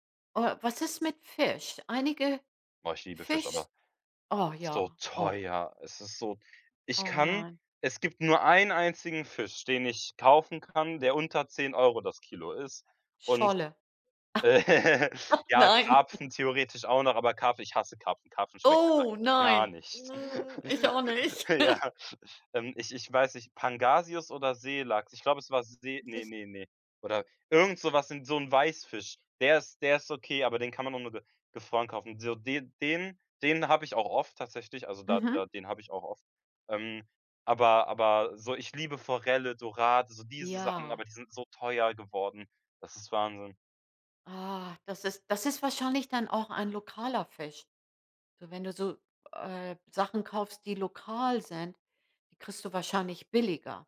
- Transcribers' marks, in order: other background noise; stressed: "teuer"; laugh; chuckle; laughing while speaking: "Nein"; stressed: "gar"; disgusted: "Oh nein"; laugh; laughing while speaking: "Ja"; other noise; laugh
- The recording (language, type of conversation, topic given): German, advice, Wie kann ich eine gesunde Ernährung mit einem begrenzten Budget organisieren?